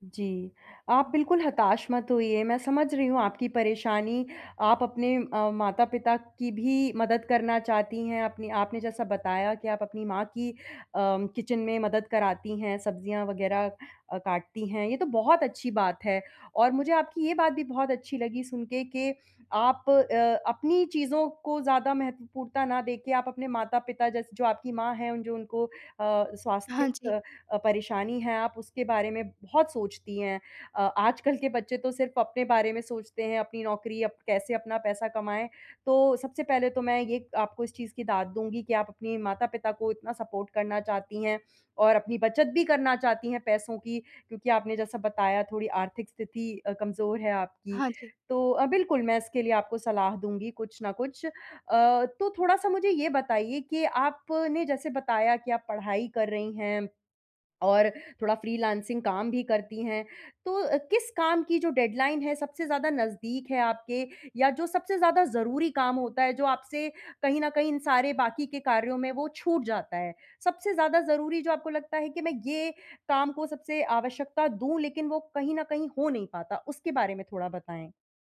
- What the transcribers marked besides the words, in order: in English: "किचन"; in English: "सपोर्ट"; in English: "डेडलाइन"
- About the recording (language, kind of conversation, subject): Hindi, advice, मैं अत्यावश्यक और महत्वपूर्ण कामों को समय बचाते हुए प्राथमिकता कैसे दूँ?